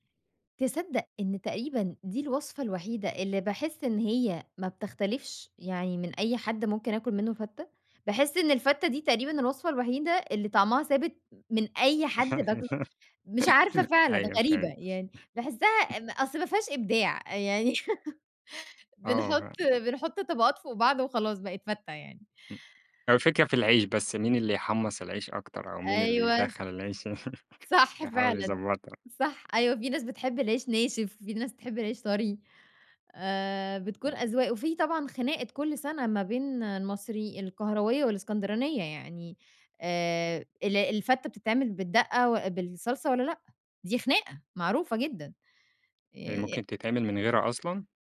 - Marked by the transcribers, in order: giggle; laughing while speaking: "أيوه فاهم"; other noise; giggle; laugh
- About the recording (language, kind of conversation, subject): Arabic, podcast, إيه أكلة من طفولتك لسه بتوحشك وبتشتاق لها؟